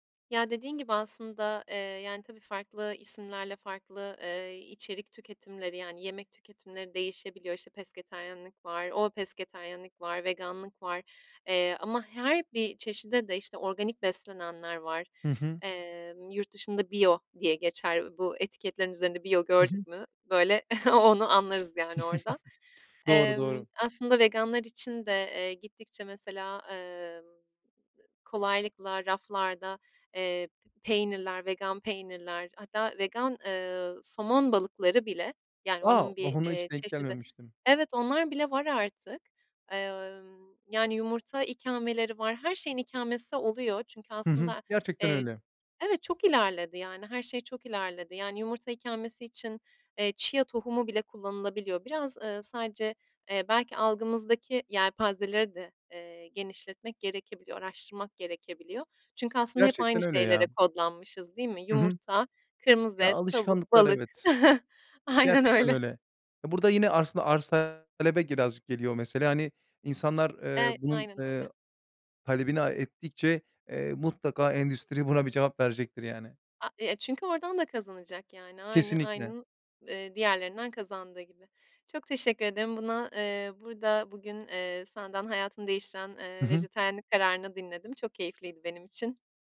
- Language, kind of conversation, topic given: Turkish, podcast, Hayatını değiştiren bir kararı anlatır mısın?
- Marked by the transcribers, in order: in English: "bio"; in English: "Bio"; giggle; chuckle; other noise; other background noise; chuckle; laughing while speaking: "Aynen öyle"